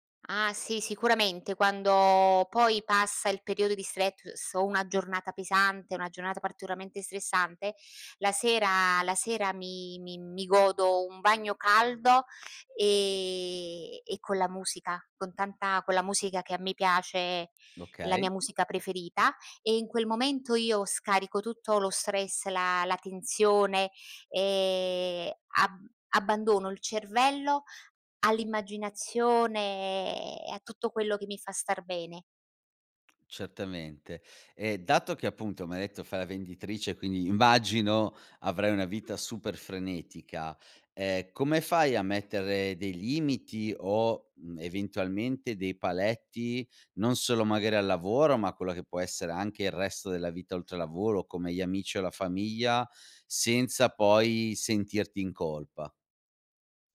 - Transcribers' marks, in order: other background noise; "stress" said as "strets"; "particolarmente" said as "particolamente"; stressed: "immagino"
- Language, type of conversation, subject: Italian, podcast, Come gestisci lo stress nella vita di tutti i giorni?